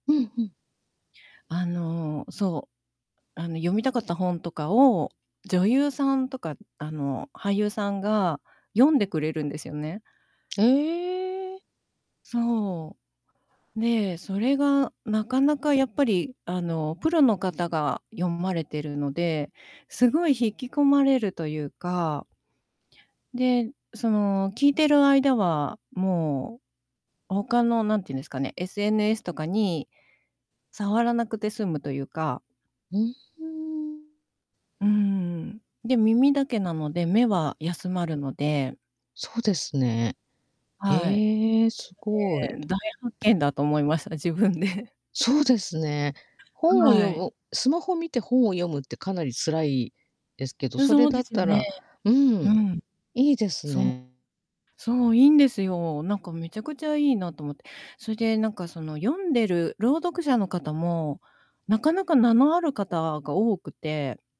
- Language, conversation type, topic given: Japanese, unstructured, スマホを使いすぎることについて、どう思いますか？
- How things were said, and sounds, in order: other background noise; tapping; distorted speech; laughing while speaking: "自分で"; chuckle